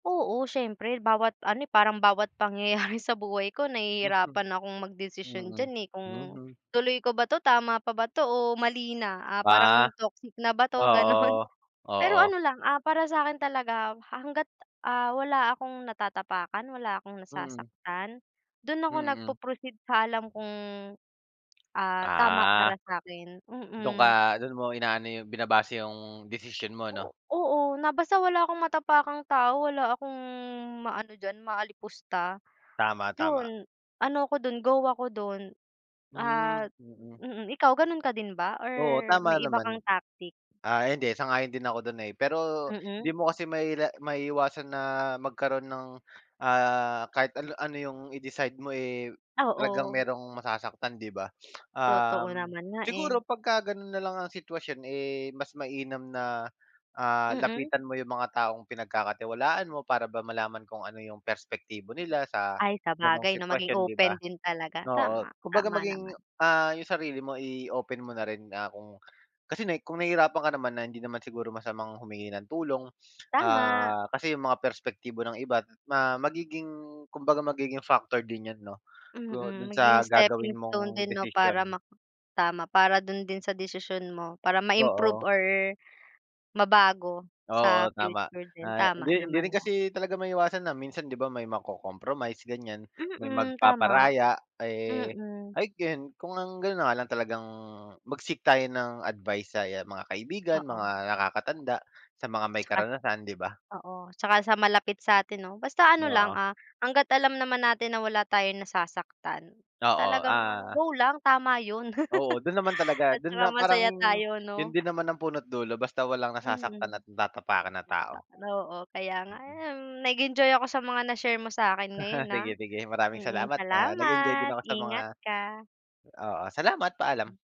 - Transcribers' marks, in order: laughing while speaking: "pangyayari"; laughing while speaking: "ganon?"; in English: "tactic?"; sniff; sniff; in English: "factor"; in English: "stepping stone"; in English: "I can"; laugh; other background noise; unintelligible speech; chuckle
- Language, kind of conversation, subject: Filipino, unstructured, Paano mo natutukoy kung ano ang tama at mali sa iyong buhay?